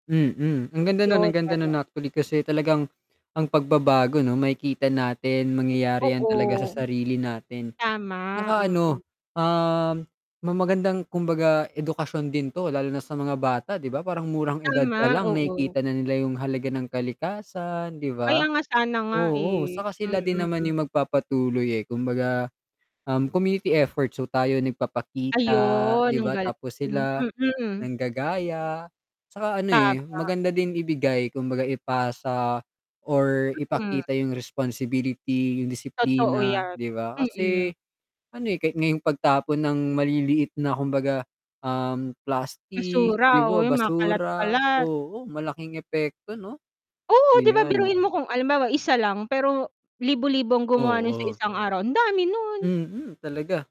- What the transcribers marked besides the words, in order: static; mechanical hum; distorted speech
- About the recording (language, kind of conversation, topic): Filipino, unstructured, Paano nakaaapekto ang kalikasan sa iyong kalusugan at kalooban?